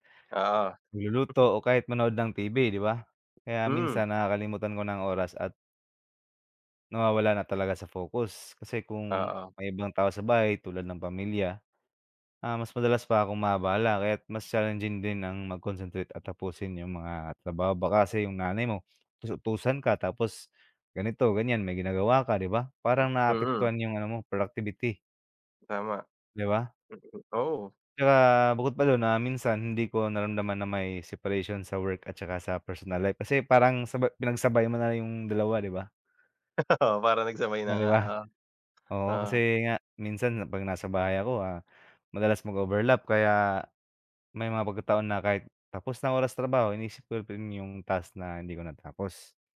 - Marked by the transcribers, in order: chuckle; sniff; laughing while speaking: "Oo"; chuckle; tapping
- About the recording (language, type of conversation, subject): Filipino, unstructured, Mas pipiliin mo bang magtrabaho sa opisina o sa bahay?